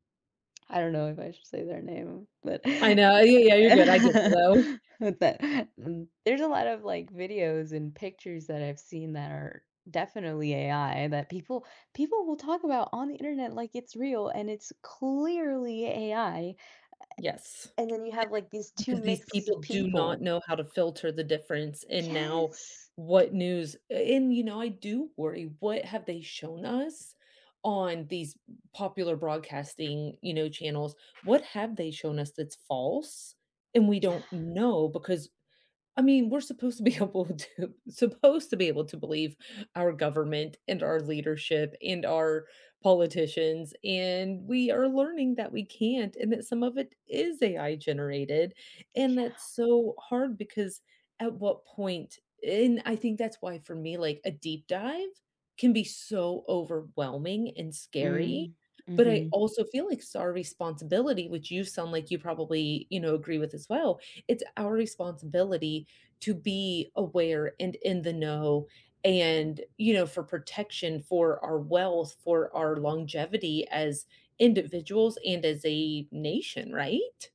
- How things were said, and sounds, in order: other noise; chuckle; stressed: "clearly"; tapping; unintelligible speech; other background noise; laughing while speaking: "able to"
- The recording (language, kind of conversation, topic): English, unstructured, What is your favorite way to keep up with the news, and why does it work for you?
- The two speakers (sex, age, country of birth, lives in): female, 20-24, United States, United States; female, 40-44, United States, United States